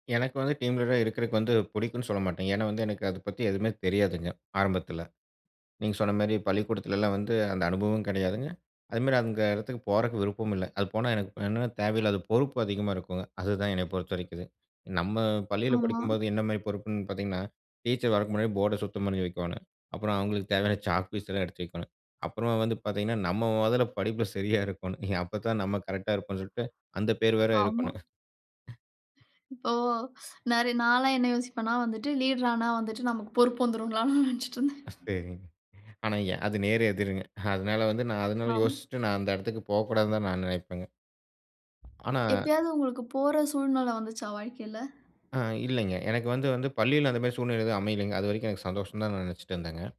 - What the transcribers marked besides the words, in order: in English: "டீம் லீடரா"; tapping; laughing while speaking: "படிப்ல சரியா இருக்கணும்"; other noise; chuckle; in English: "லீடர்"; laughing while speaking: "வந்துரும்லான்னு நெனச்சுட்டு இருந்தேன்"; laughing while speaking: "சரிங்க. ஆனா எ அது நேர் எதிருங்க. அதனால வந்து நான் அதனால யோசிச்சுட்டு"
- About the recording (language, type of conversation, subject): Tamil, podcast, ஒரு தலைவராக மக்கள் நம்பிக்கையைப் பெற நீங்கள் என்ன செய்கிறீர்கள்?